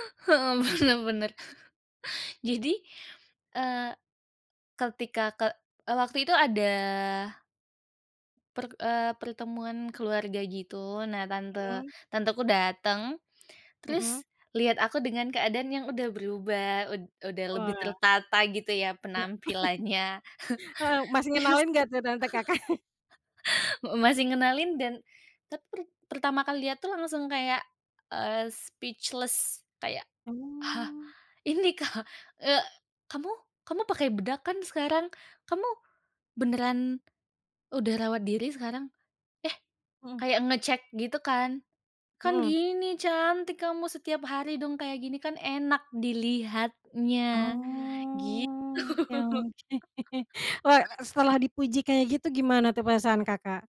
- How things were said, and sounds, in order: laughing while speaking: "benar benar"; chuckle; chuckle; laughing while speaking: "penampilannya. Terus"; laughing while speaking: "Kakak?"; chuckle; in English: "speechless"; laughing while speaking: "ka"; drawn out: "Oh"; laughing while speaking: "oke"; chuckle; stressed: "dilihatnya"; laughing while speaking: "gitu"; chuckle
- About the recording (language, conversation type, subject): Indonesian, podcast, Bagaimana reaksi keluarga atau teman saat kamu berubah total?